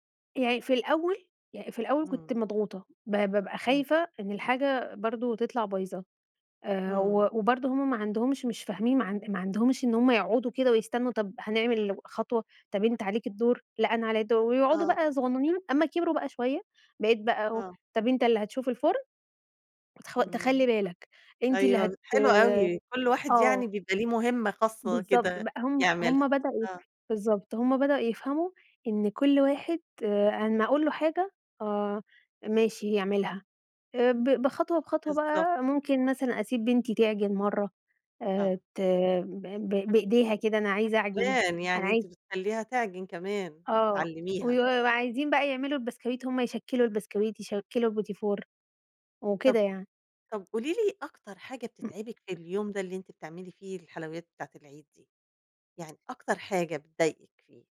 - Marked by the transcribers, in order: tapping; other noise
- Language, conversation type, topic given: Arabic, podcast, إزاي بتعملوا حلويات العيد أو المناسبات عندكم؟